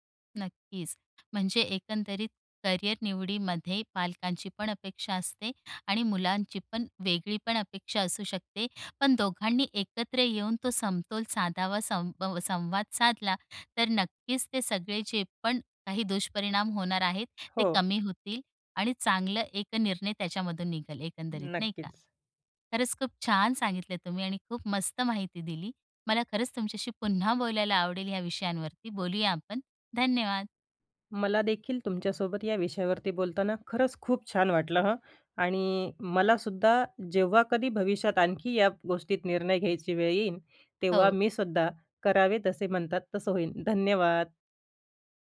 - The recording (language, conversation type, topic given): Marathi, podcast, करिअर निवडीबाबत पालकांच्या आणि मुलांच्या अपेक्षा कशा वेगळ्या असतात?
- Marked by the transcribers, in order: in English: "करिअर"